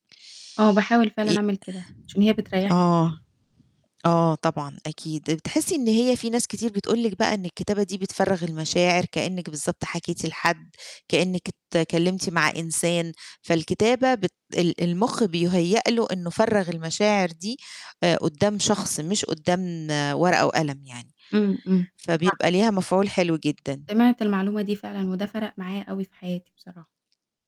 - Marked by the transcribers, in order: static
- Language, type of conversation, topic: Arabic, podcast, لما بتفشل، بتعمل إيه بعد كده عادةً؟